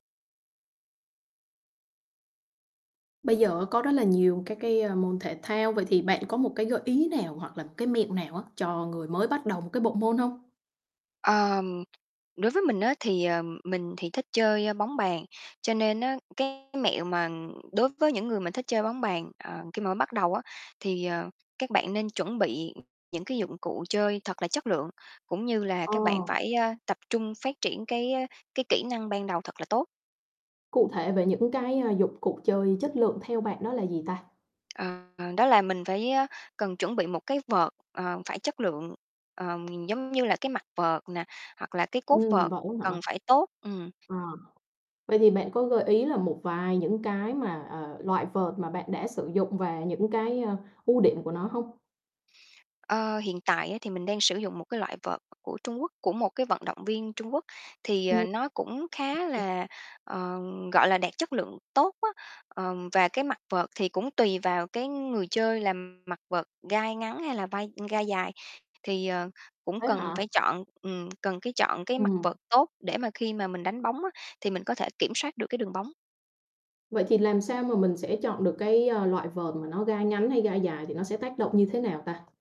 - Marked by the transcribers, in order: tapping; distorted speech; other background noise; other noise; unintelligible speech
- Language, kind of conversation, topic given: Vietnamese, podcast, Anh/chị có mẹo nào dành cho người mới bắt đầu không?